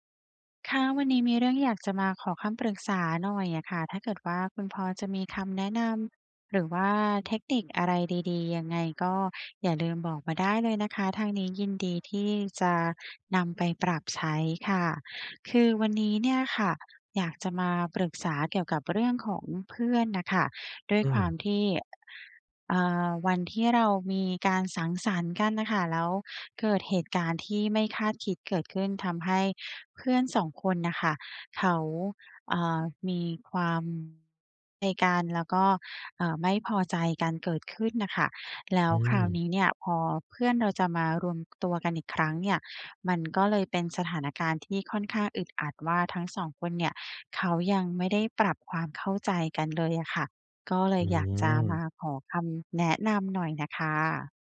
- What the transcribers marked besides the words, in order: other background noise; tapping
- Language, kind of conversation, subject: Thai, advice, ฉันควรทำอย่างไรเพื่อรักษาความสัมพันธ์หลังเหตุการณ์สังสรรค์ที่ทำให้อึดอัด?
- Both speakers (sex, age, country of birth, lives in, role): female, 35-39, Thailand, Thailand, user; male, 30-34, Thailand, Thailand, advisor